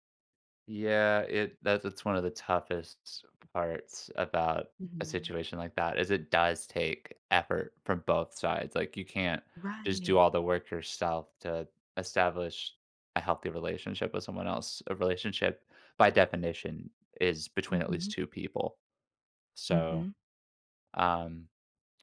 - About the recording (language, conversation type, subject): English, advice, How can I address ongoing tension with a close family member?
- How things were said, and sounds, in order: none